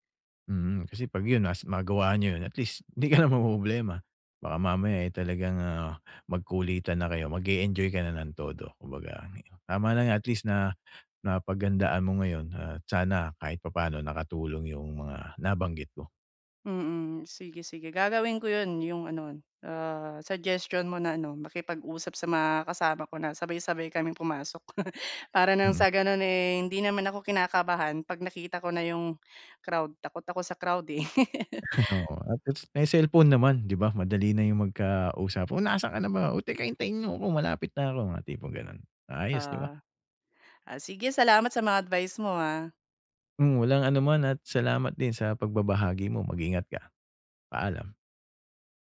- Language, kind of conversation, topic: Filipino, advice, Paano ko mababawasan ang pag-aalala o kaba kapag may salu-salo o pagtitipon?
- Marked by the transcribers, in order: laughing while speaking: "‘di ka na"; unintelligible speech; laugh; laugh